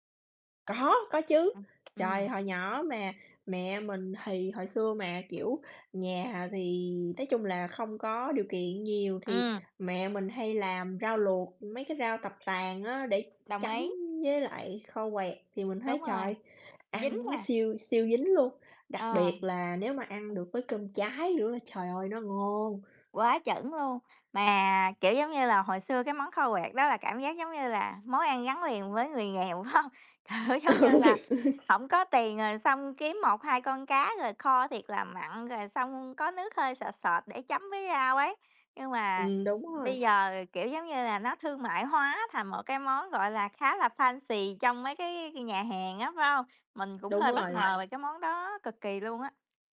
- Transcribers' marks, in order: tapping; unintelligible speech; other background noise; laughing while speaking: "phải hông? Kiểu"; laughing while speaking: "Ừ"; in English: "fancy"; background speech
- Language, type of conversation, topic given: Vietnamese, unstructured, Món ăn nào gắn liền với ký ức tuổi thơ của bạn?